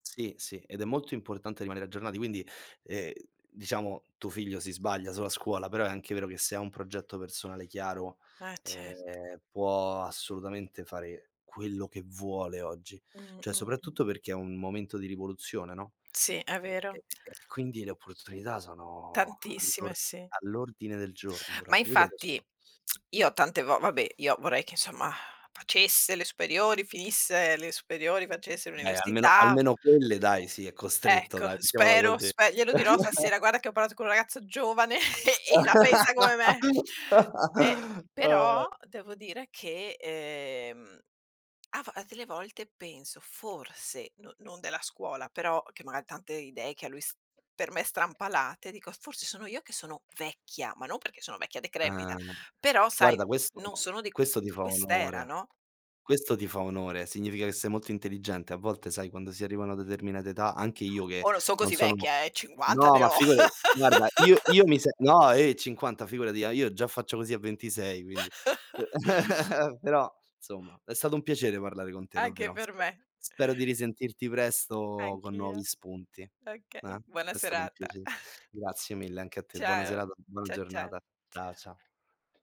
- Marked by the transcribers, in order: other background noise; tapping; "Cioè" said as "ceh"; "proprio" said as "propio"; tongue click; chuckle; laugh; chuckle; laugh; other noise; chuckle; chuckle
- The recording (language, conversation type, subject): Italian, unstructured, Come usi la tecnologia per imparare cose nuove?